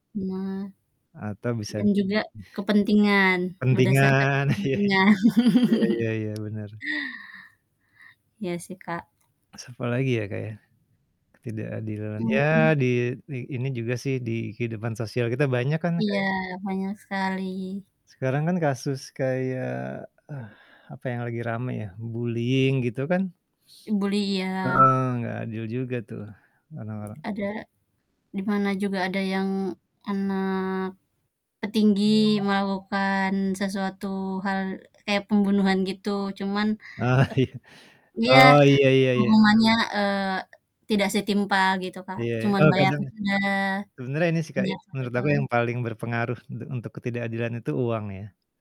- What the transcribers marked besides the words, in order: static; other noise; laughing while speaking: "iya i"; laugh; other background noise; tapping; in English: "bullying"; in English: "bully"; alarm; laughing while speaking: "Ah, iya"
- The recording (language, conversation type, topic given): Indonesian, unstructured, Apa yang kamu lakukan ketika melihat ketidakadilan di sekitarmu?